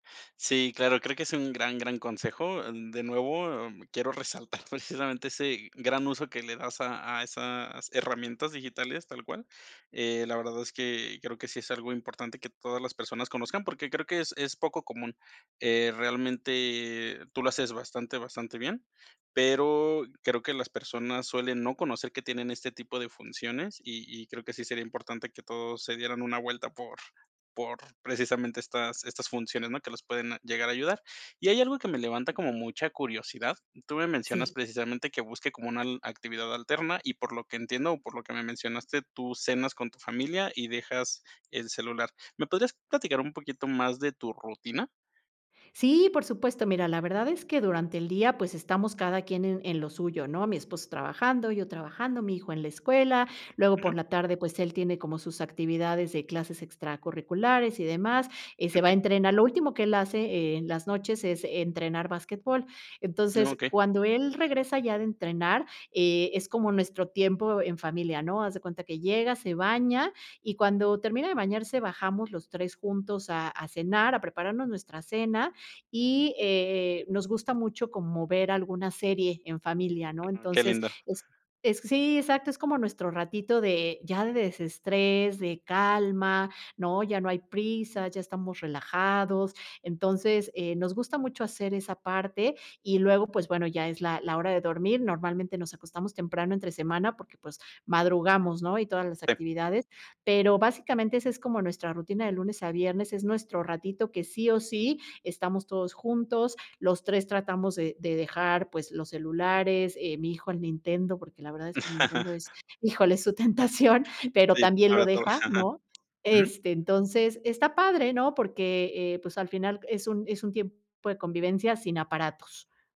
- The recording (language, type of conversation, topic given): Spanish, podcast, ¿Qué haces para desconectarte del celular por la noche?
- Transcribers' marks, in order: laughing while speaking: "resaltar precisamente"; tapping; other noise; other background noise; laugh; laughing while speaking: "tentación"